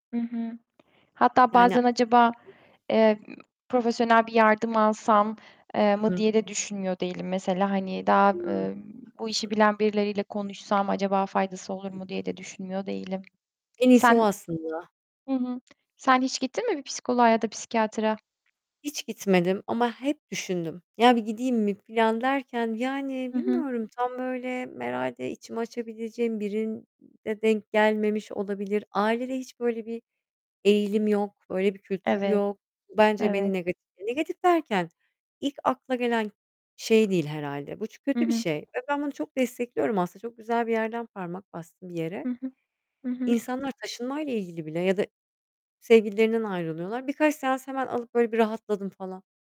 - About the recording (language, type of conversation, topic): Turkish, unstructured, Günlük stresle başa çıkmak için ne yaparsın?
- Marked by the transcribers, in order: static; unintelligible speech; distorted speech; tapping